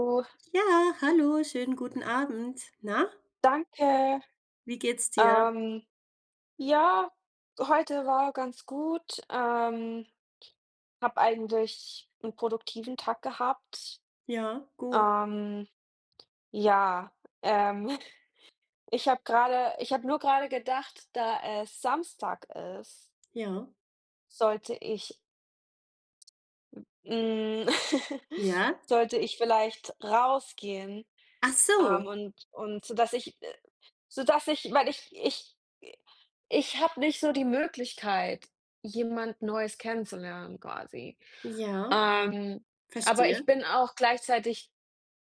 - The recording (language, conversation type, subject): German, unstructured, Wie zeigst du deinem Partner, dass du ihn schätzt?
- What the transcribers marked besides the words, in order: other noise; chuckle; bird; chuckle